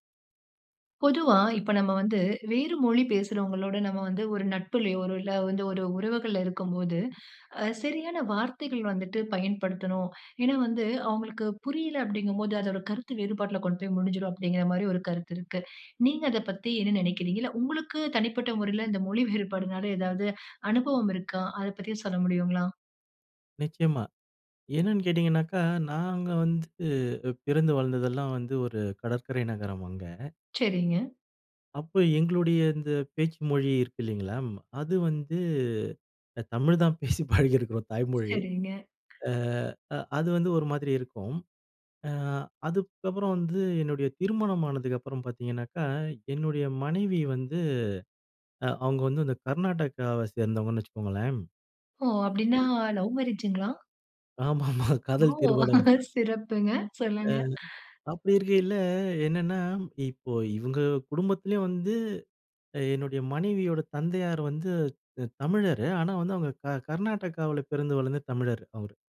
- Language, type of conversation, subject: Tamil, podcast, மொழி வேறுபாடு காரணமாக அன்பு தவறாகப் புரிந்து கொள்ளப்படுவதா? உதாரணம் சொல்ல முடியுமா?
- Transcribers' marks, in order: laughing while speaking: "தமிழ் தான் பேசி பழகியிருக்கிறோம், தாய்மொழி"; tapping; laughing while speaking: "ஆமாமா காதல் திருமணம்"; laughing while speaking: "ஓ! சிறப்புங்க! சொல்லுங்க"